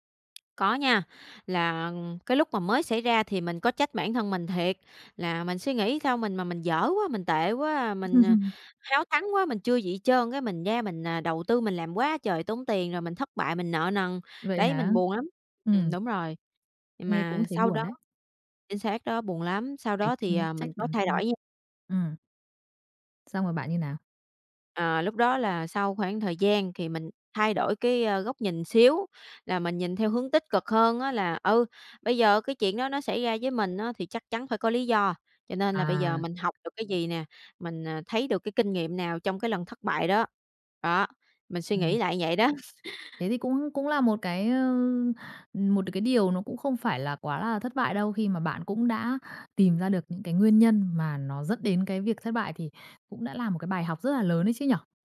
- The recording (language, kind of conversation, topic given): Vietnamese, podcast, Khi thất bại, bạn thường làm gì trước tiên để lấy lại tinh thần?
- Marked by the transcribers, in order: tapping; laugh; chuckle